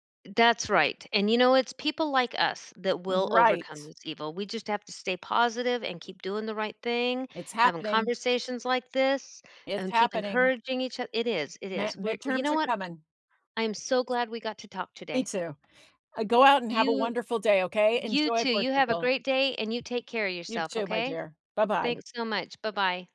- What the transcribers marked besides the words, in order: tapping
- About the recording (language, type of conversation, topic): English, unstructured, How does diversity shape the place where you live?
- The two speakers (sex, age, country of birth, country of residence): female, 55-59, United States, United States; female, 65-69, United States, United States